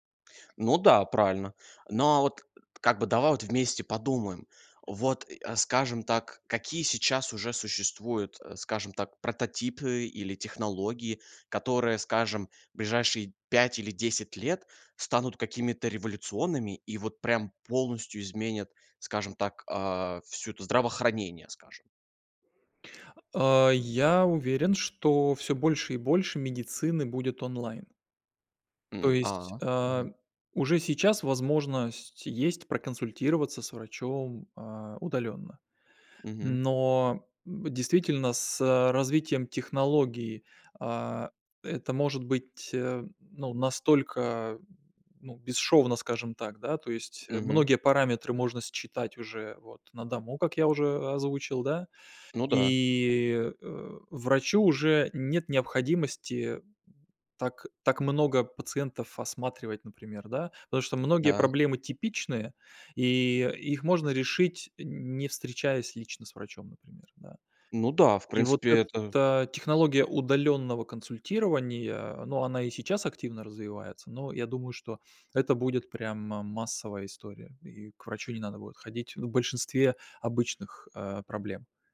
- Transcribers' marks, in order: tapping; other background noise
- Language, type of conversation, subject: Russian, podcast, Какие изменения принесут технологии в сфере здоровья и медицины?